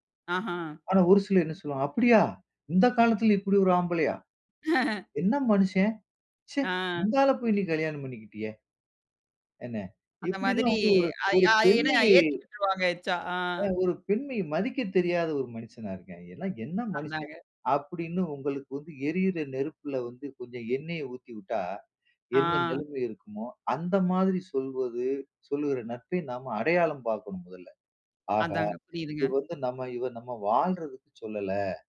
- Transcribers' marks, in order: laugh; other background noise
- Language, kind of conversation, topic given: Tamil, podcast, நண்பர்களுடன் தொடர்பை நீடிக்க என்ன முயற்சி செய்யலாம்?